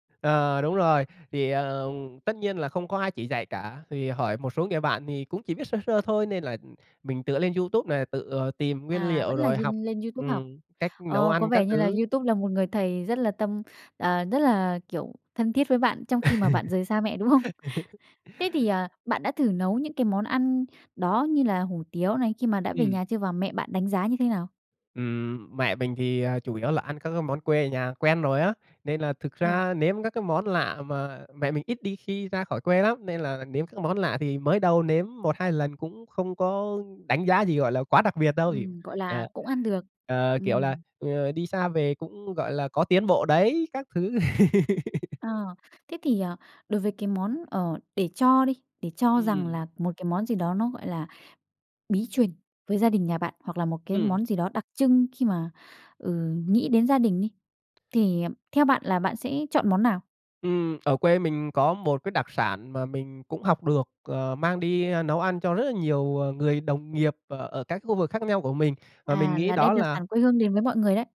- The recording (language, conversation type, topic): Vietnamese, podcast, Gia đình bạn truyền bí quyết nấu ăn cho con cháu như thế nào?
- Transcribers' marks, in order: other background noise; laugh; laughing while speaking: "đúng không?"; laugh; tapping